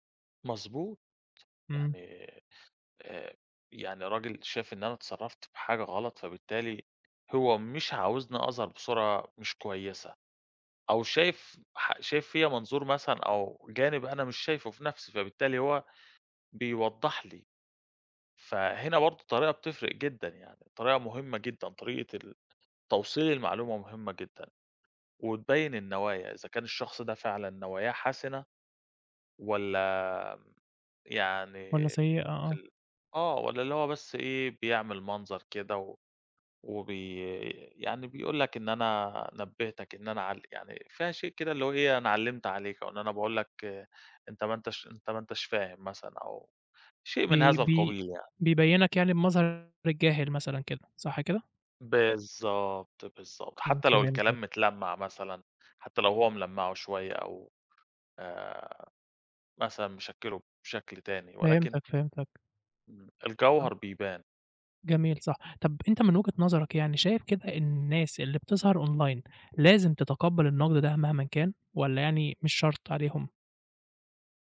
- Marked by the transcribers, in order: tapping
- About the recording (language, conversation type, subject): Arabic, podcast, إزاي بتتعامل مع التعليقات السلبية على الإنترنت؟